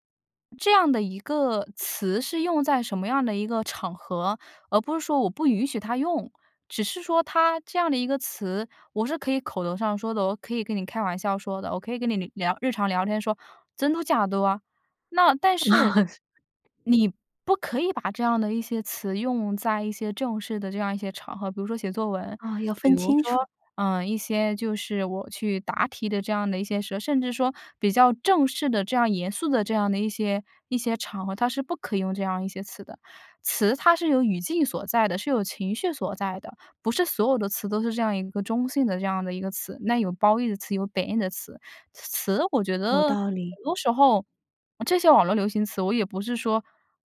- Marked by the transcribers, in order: chuckle
- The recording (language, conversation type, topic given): Chinese, podcast, 你觉得网络语言对传统语言有什么影响？
- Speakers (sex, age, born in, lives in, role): female, 25-29, United States, United States, guest; female, 40-44, China, Spain, host